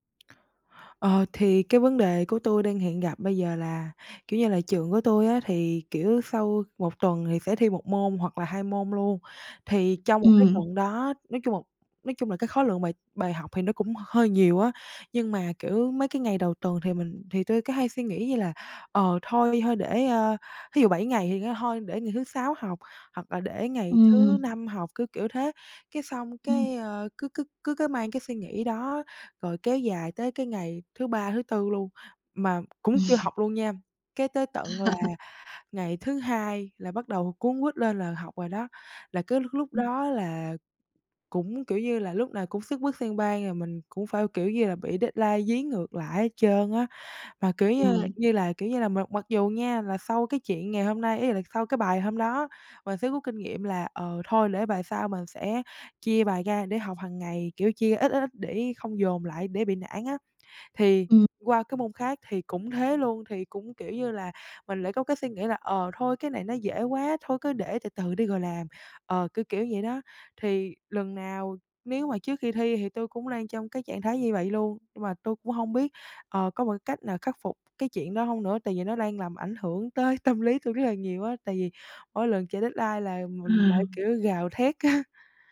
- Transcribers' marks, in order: tapping; laughing while speaking: "Ừm"; laugh; in English: "deadline"; other background noise; in English: "deadline"; laughing while speaking: "á"
- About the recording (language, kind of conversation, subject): Vietnamese, advice, Làm thế nào để ước lượng thời gian làm nhiệm vụ chính xác hơn và tránh bị trễ?